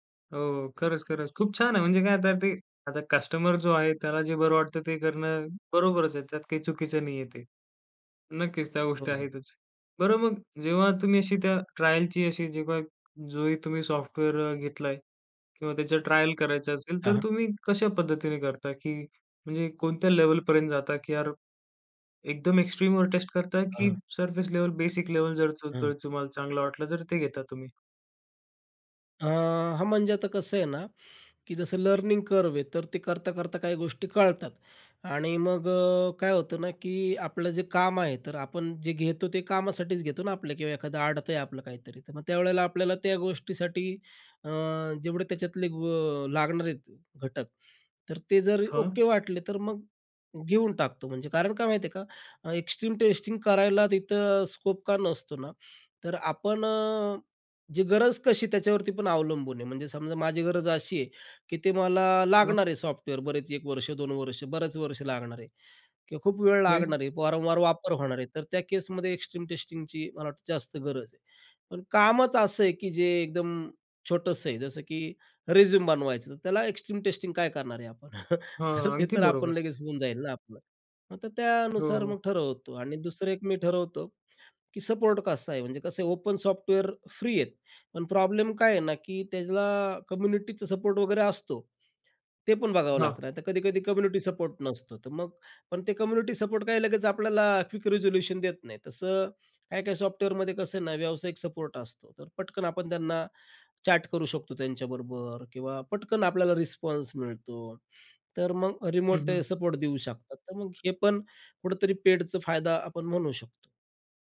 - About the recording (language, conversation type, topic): Marathi, podcast, तुम्ही विनामूल्य आणि सशुल्क साधनांपैकी निवड कशी करता?
- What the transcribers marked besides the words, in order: tapping; in English: "एक्स्ट्रीमवर"; in English: "सरफेस लेव्हल, बेसिक लेव्हल"; unintelligible speech; in English: "लर्निंग कर्व"; in English: "एक्स्ट्रीम"; in English: "स्कोप"; in English: "एक्स्ट्रीम"; in English: "एक्स्ट्रीम"; scoff; laughing while speaking: "तर"; in English: "ओपन"; in English: "कम्युनिटीचा"; in English: "कम्युनिटी"; in English: "कम्युनिटी"; in English: "रिझोल्यूशन"; in English: "चॅट"; in English: "रिमोट"